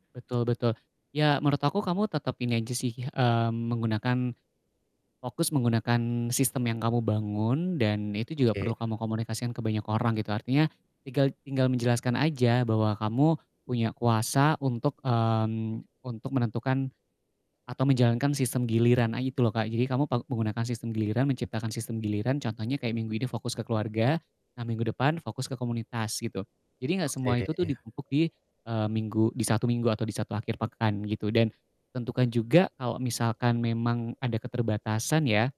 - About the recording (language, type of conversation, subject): Indonesian, advice, Bagaimana cara menyeimbangkan kebutuhan pribadi dengan menghadiri acara sosial?
- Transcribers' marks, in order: none